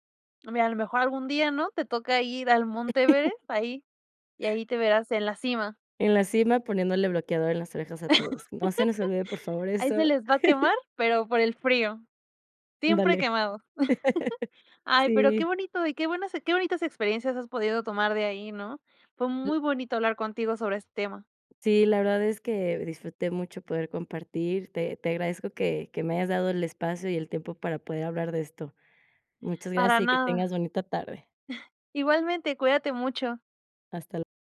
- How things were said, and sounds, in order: chuckle; laugh; chuckle; laugh; chuckle
- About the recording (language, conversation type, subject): Spanish, podcast, ¿Qué es lo que más disfrutas de tus paseos al aire libre?